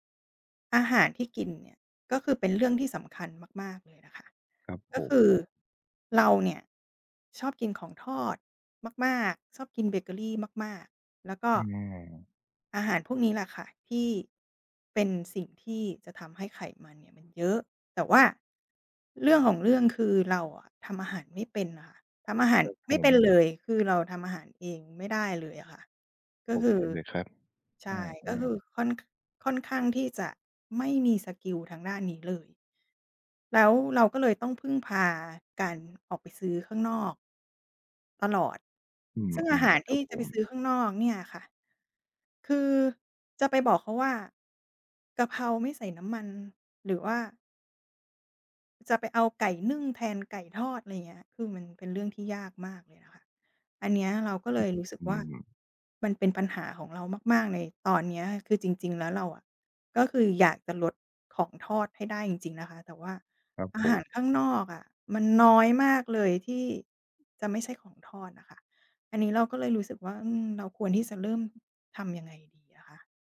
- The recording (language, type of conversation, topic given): Thai, advice, อยากเริ่มปรับอาหาร แต่ไม่รู้ควรเริ่มอย่างไรดี?
- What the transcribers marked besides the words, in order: other background noise; tapping; drawn out: "อืม"; unintelligible speech